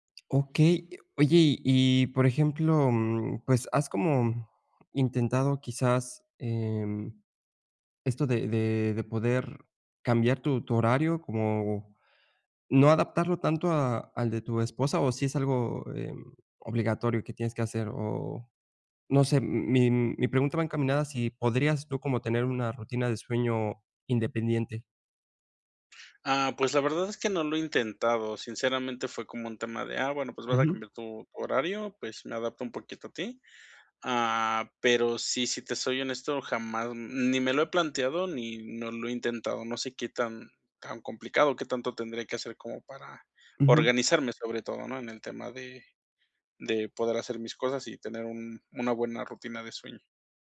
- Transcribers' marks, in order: other noise
- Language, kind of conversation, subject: Spanish, advice, ¿Cómo puedo establecer una rutina de sueño consistente cada noche?